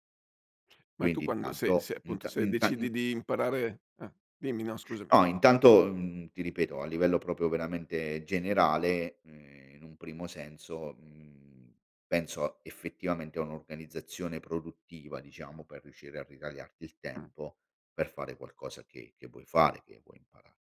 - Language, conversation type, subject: Italian, podcast, Come trovi il tempo per imparare qualcosa di nuovo?
- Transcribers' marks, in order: "proprio" said as "propo"